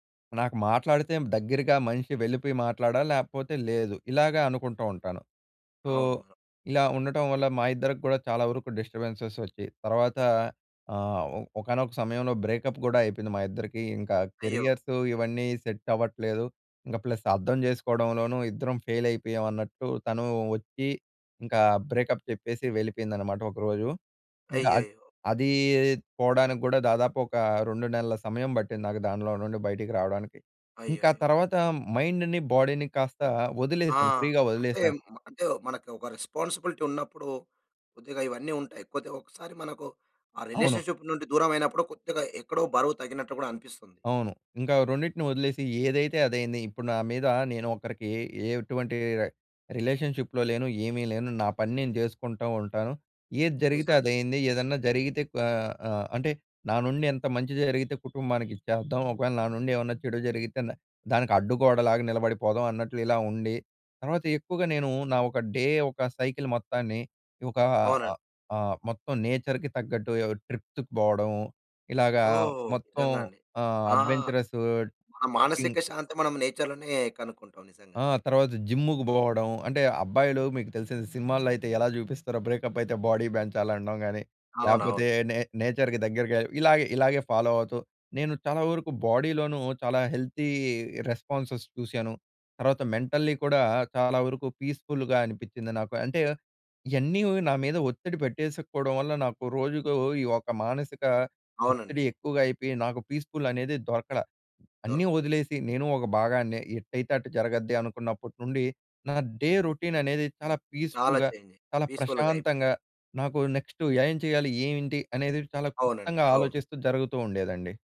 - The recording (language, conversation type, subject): Telugu, podcast, రోజువారీ రొటీన్ మన మానసిక శాంతిపై ఎలా ప్రభావం చూపుతుంది?
- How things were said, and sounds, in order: in English: "సో"; in English: "డిస్టర్బెన్సెస్"; in English: "బ్రేకప్"; "అయిపోయింది" said as "అయిపింది"; in English: "కెరియర్స్"; in English: "సెట్"; in English: "ప్లస్"; in English: "ఫెయిల్"; in English: "బ్రేకప్"; in English: "మైండ్‌ని, బోడీ‌ని"; in English: "ఫ్రీ‌గా"; in English: "రెస్పాన్సిబిలిటీ"; in English: "రిలేషన్షిప్"; in English: "రిలేషన్షిప్‌లో"; horn; in English: "డే"; in English: "సైకిల్"; in English: "నేచర్‍కి"; in English: "ట్రిప్"; in English: "నేచర్‌లోనే"; in English: "బ్రేకప్"; in English: "బోడీ"; in English: "నేచర్‍కి"; in English: "ఫాలో"; in English: "బోడీలోను"; in English: "హెల్తీ రెస్పాన్సెస్"; in English: "మెంటల్లీ"; in English: "పీస్ఫుల్"; in English: "డే రొటీన్"; in English: "పీస్ఫుల్‍గా"; in English: "ఛేంజ్"; in English: "పీస్ఫుల్‌గ"